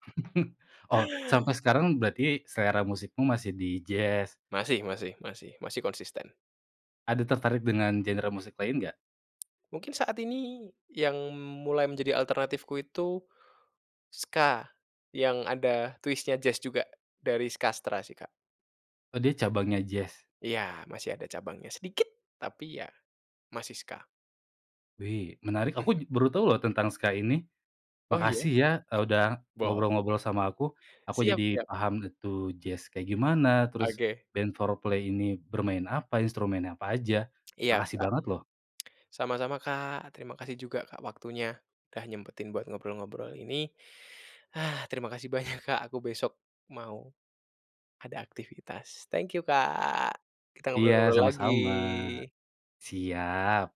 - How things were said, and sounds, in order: chuckle; tapping; in English: "twist-nya"; chuckle; other background noise
- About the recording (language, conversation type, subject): Indonesian, podcast, Lagu apa yang pertama kali membuat kamu jatuh cinta pada musik?